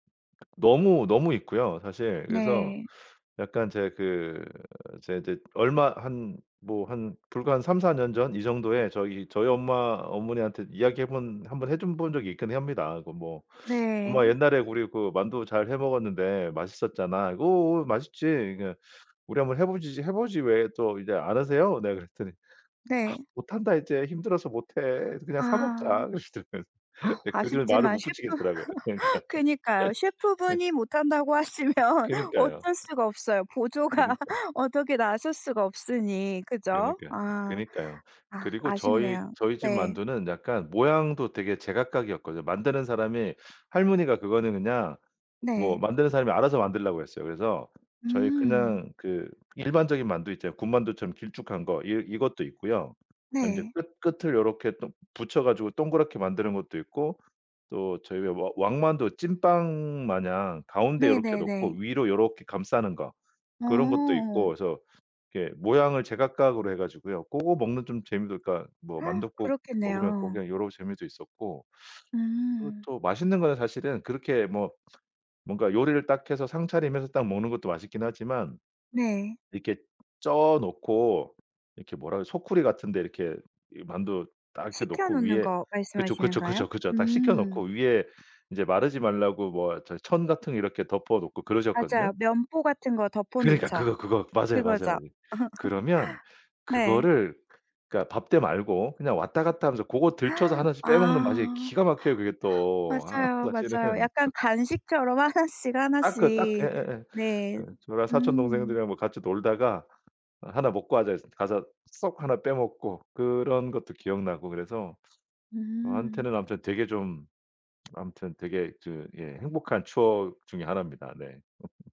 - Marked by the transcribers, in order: other background noise; laughing while speaking: "그러시더라고요"; laugh; laughing while speaking: "그러니까"; laugh; laughing while speaking: "하시면"; laughing while speaking: "보조가"; gasp; laugh; gasp; laughing while speaking: "아 사실은"; laugh; laugh
- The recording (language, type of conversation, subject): Korean, podcast, 가장 기억에 남는 전통 음식은 무엇인가요?
- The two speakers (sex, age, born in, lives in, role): female, 40-44, South Korea, France, host; male, 45-49, South Korea, United States, guest